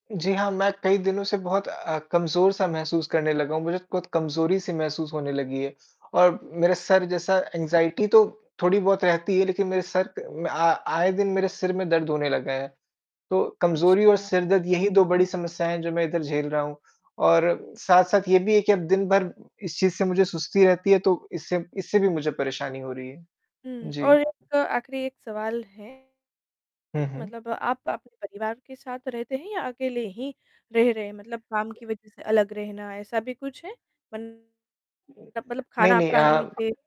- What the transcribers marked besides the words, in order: static; tapping; in English: "एंग्जाइटी"; distorted speech; other background noise
- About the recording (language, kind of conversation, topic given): Hindi, advice, अनियमित भोजन और कैफ़ीन से बढ़ते तनाव को कैसे नियंत्रित करूँ?